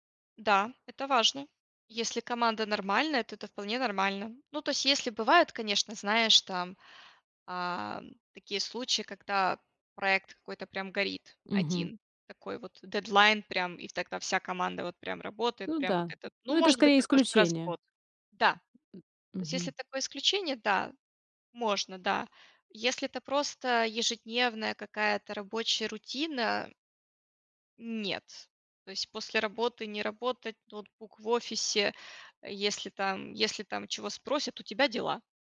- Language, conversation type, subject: Russian, podcast, Как ты поддерживаешь ментальное здоровье в повседневной жизни?
- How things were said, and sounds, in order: tapping